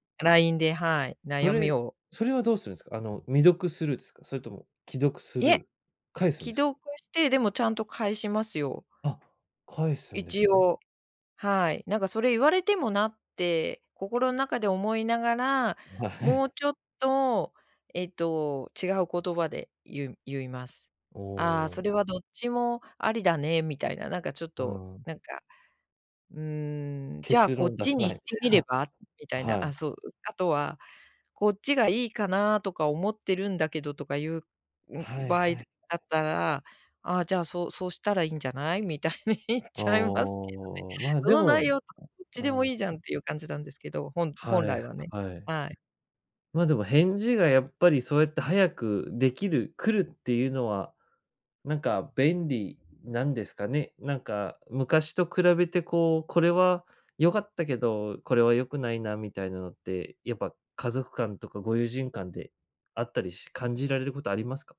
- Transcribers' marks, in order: laughing while speaking: "あ、はい"; laughing while speaking: "みたいな"; laughing while speaking: "みたいに言っちゃいますけどね"
- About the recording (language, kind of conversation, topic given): Japanese, podcast, 返信の速さはどれくらい意識していますか？